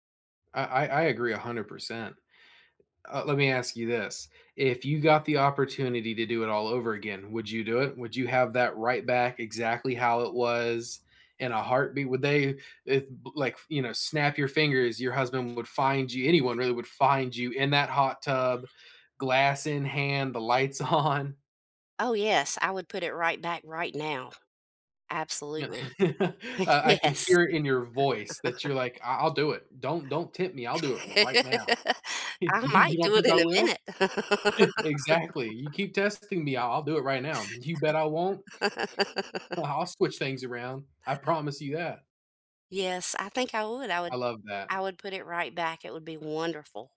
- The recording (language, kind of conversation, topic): English, unstructured, What’s the story behind your favorite cozy corner at home, and how does it reflect who you are?
- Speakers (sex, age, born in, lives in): female, 55-59, United States, United States; male, 20-24, United States, United States
- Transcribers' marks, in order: other background noise; laughing while speaking: "on?"; other noise; chuckle; laughing while speaking: "Yes"; chuckle; laugh; chuckle; laugh